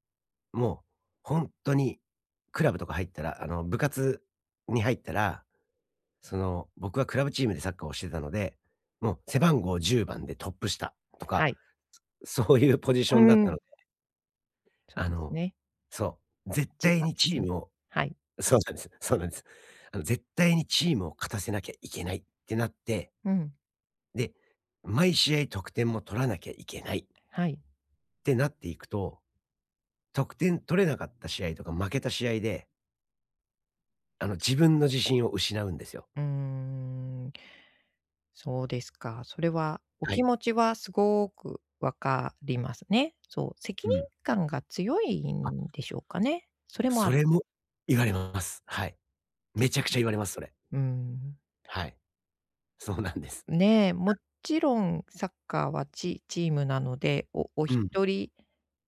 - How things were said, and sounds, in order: other background noise; other noise
- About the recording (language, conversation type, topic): Japanese, advice, 自分の能力に自信が持てない